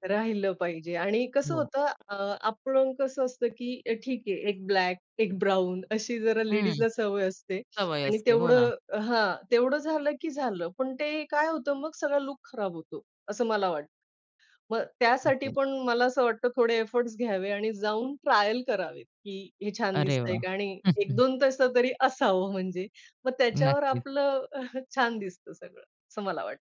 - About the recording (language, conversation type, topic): Marathi, podcast, तुम्ही पारंपारिक आणि आधुनिक कपड्यांचा मेळ कसा घालता?
- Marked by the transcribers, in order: in English: "एफर्ट्स"; chuckle; chuckle